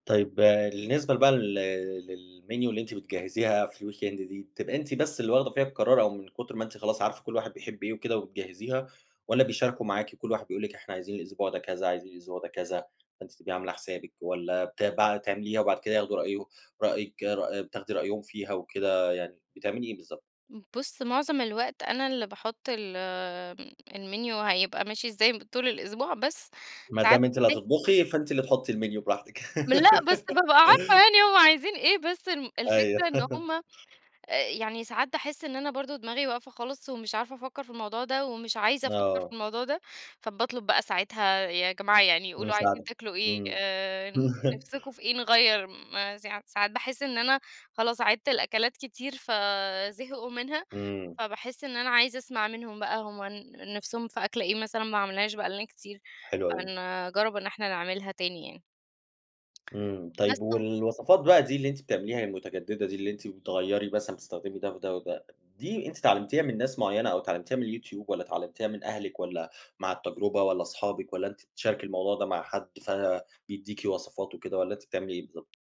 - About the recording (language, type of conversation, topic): Arabic, podcast, إزاي بتحوّل بقايا الأكل لوجبة مريحة؟
- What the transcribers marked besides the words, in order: in English: "للmenu"; in English: "الweekend"; in English: "الmenu"; in English: "الmenu"; laugh; laugh; chuckle